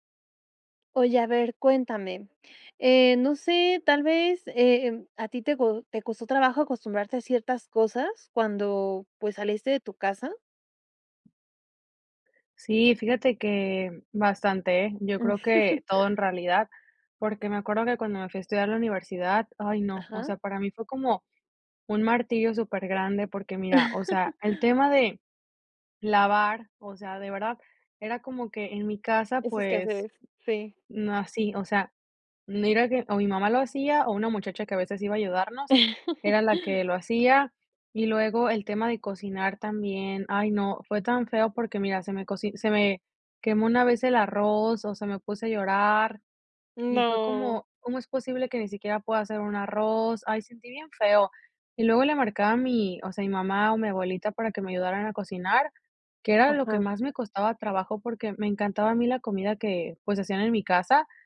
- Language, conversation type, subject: Spanish, podcast, ¿A qué cosas te costó más acostumbrarte cuando vivías fuera de casa?
- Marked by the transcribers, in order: other background noise; chuckle; chuckle; chuckle